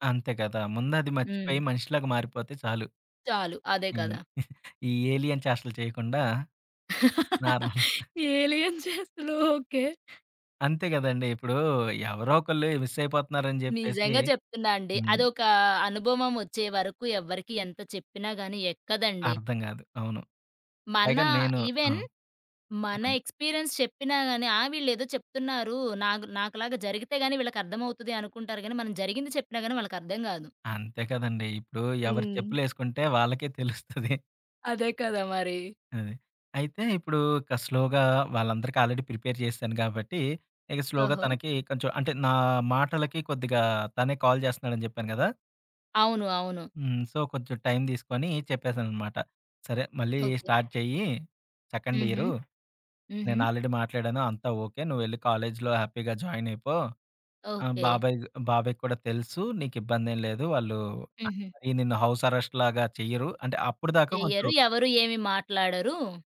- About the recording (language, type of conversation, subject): Telugu, podcast, బాధపడుతున్న బంధువుని ఎంత దూరం నుంచి ఎలా సపోర్ట్ చేస్తారు?
- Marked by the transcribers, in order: in English: "ఏలియన్"; laughing while speaking: "ఏలియన్ చేష్టలు, ఓకే"; in English: "ఏలియన్"; in English: "నార్మల్"; chuckle; other background noise; in English: "ఈవెన్"; in English: "ఎక్స్పీరియన్స్"; chuckle; in English: "స్లోగా"; in English: "ఆల్రెడీ ప్రిపేర్"; in English: "స్లోగా"; in English: "కాల్"; in English: "సో"; in English: "స్టార్ట్"; in English: "సెకండ్ ఇయరు"; in English: "ఆల్రెడీ"; in English: "కాలేజ్‌లొ హ్యాపీగా జాయిన్"; in English: "హౌస్ అరెస్ట్"